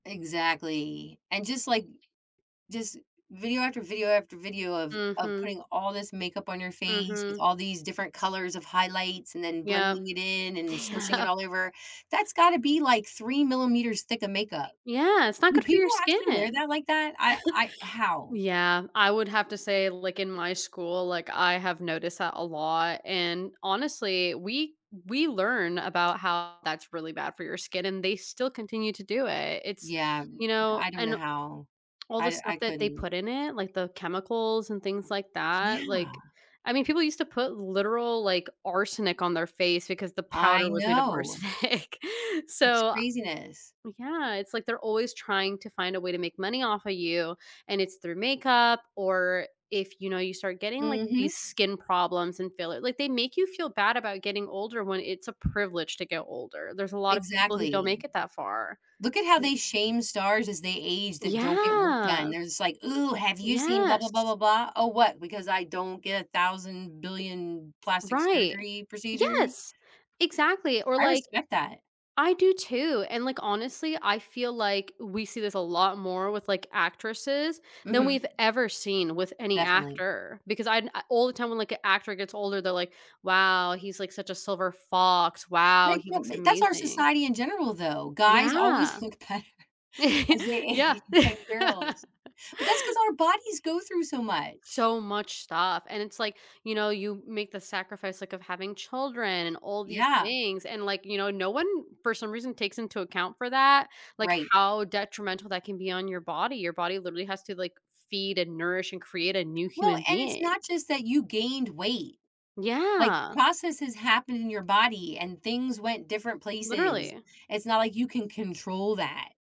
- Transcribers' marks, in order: other background noise; laughing while speaking: "yeah"; background speech; chuckle; laughing while speaking: "arsenic"; other noise; drawn out: "Yeah"; laughing while speaking: "look better"; chuckle; laughing while speaking: "age"; laugh; tapping
- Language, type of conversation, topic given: English, unstructured, How does society's focus on appearance affect our confidence and well-being?
- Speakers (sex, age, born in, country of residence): female, 25-29, United States, United States; female, 50-54, United States, United States